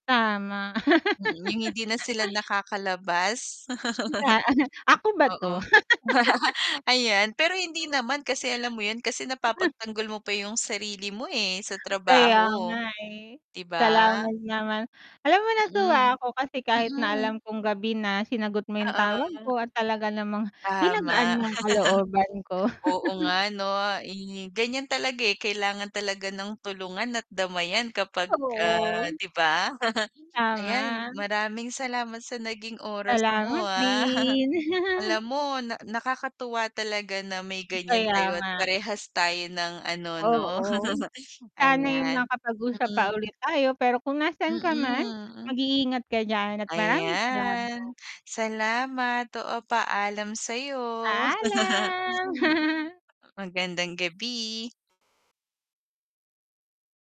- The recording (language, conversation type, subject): Filipino, unstructured, Paano mo ipinaglalaban ang sarili mo kapag hindi patas ang pagtrato sa iyo?
- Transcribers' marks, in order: static; other background noise; laugh; laughing while speaking: "Ta ah"; chuckle; laugh; distorted speech; laugh; chuckle; mechanical hum; chuckle; background speech; chuckle; chuckle; drawn out: "Paalam"; laugh; chuckle